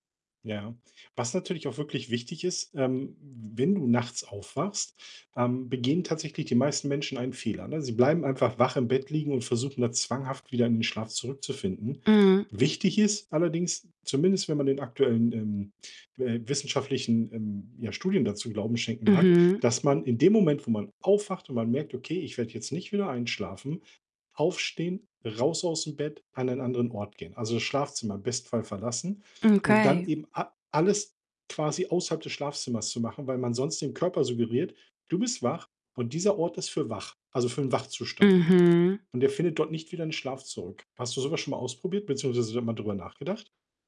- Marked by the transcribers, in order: distorted speech; other background noise
- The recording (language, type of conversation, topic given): German, advice, Wie kann ich mich abends vor dem Einschlafen besser entspannen?